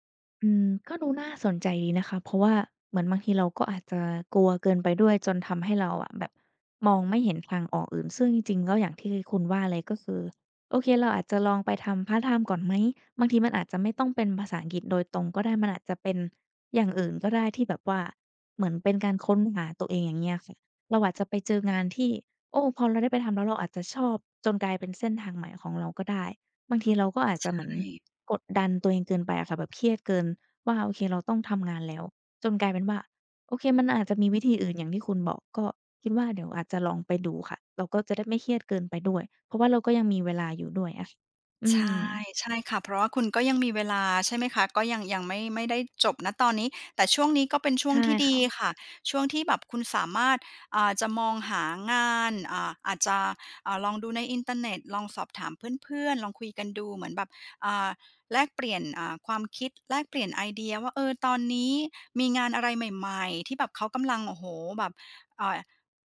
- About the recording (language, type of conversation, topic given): Thai, advice, คุณรู้สึกอย่างไรเมื่อเครียดมากก่อนที่จะต้องเผชิญการเปลี่ยนแปลงครั้งใหญ่ในชีวิต?
- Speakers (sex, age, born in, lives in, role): female, 20-24, Thailand, Thailand, user; female, 40-44, Thailand, Greece, advisor
- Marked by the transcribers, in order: none